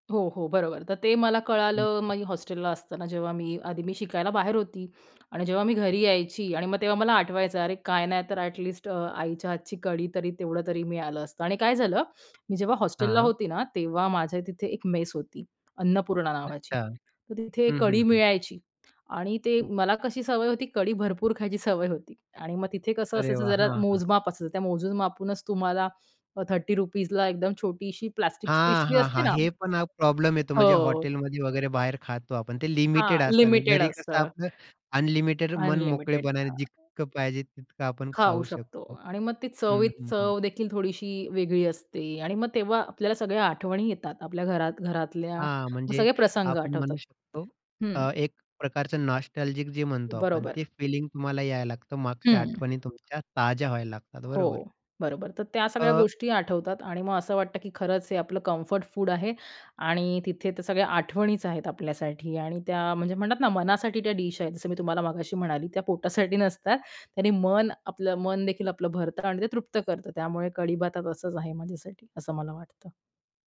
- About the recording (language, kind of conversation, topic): Marathi, podcast, तुमचं ‘मनाला दिलासा देणारं’ आवडतं अन्न कोणतं आहे, आणि ते तुम्हाला का आवडतं?
- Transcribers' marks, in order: other background noise; in English: "मेस"; tapping; in English: "नोस्टेलजीक"; in English: "फिलिंग"; in English: "कम्फर्ट"